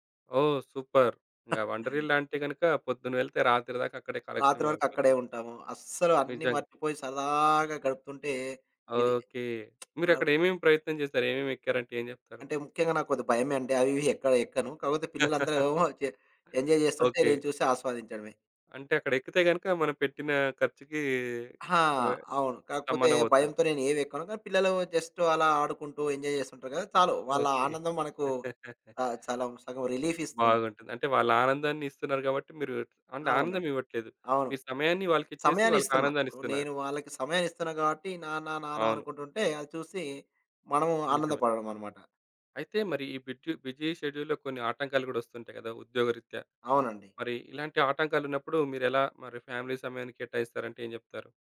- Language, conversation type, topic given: Telugu, podcast, కుటుంబంతో గడిపే సమయం కోసం మీరు ఏ విధంగా సమయ పట్టిక రూపొందించుకున్నారు?
- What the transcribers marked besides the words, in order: in English: "సూపర్"; chuckle; other background noise; lip smack; chuckle; in English: "ఎంజాయ్"; in English: "ఎంజాయ్"; chuckle; tapping; in English: "అండ్"; in English: "బిజీ షెడ్యూల్లో"; in English: "ఫ్యామిలీ"